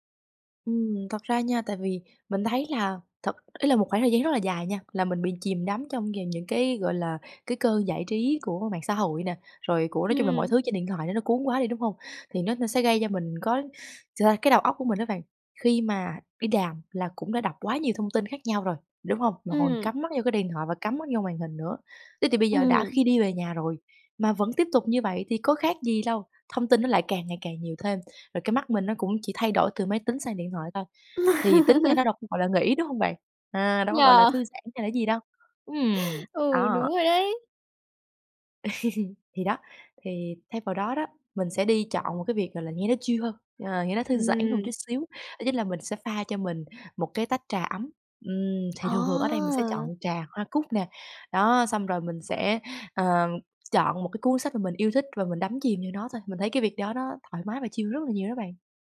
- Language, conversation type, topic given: Vietnamese, podcast, Nếu chỉ có 30 phút rảnh, bạn sẽ làm gì?
- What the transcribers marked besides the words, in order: tapping; laugh; chuckle; laugh; in English: "chill"; "một" said as "ừn"; in English: "chill"